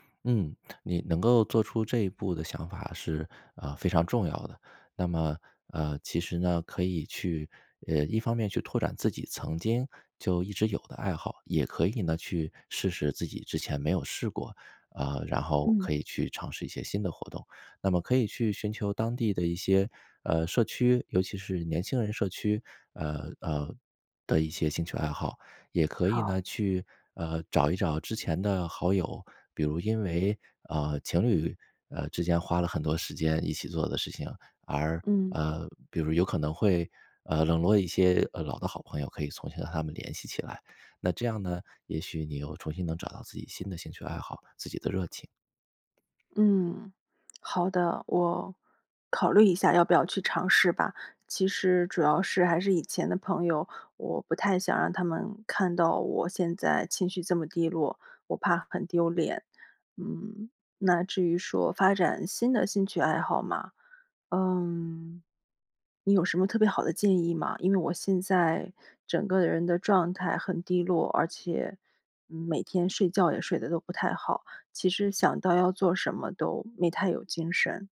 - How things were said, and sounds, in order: "重新" said as "从新"; other background noise
- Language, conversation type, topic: Chinese, advice, 伴侣分手后，如何重建你的日常生活？